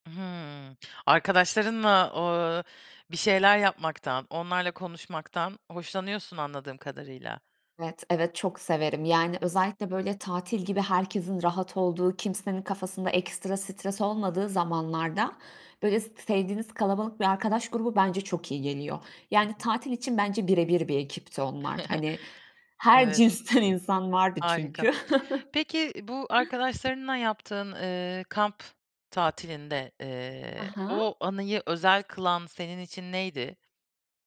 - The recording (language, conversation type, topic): Turkish, podcast, Ailenle mi, arkadaşlarınla mı yoksa yalnız mı seyahat etmeyi tercih edersin?
- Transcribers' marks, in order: other background noise; chuckle; laughing while speaking: "insan"; chuckle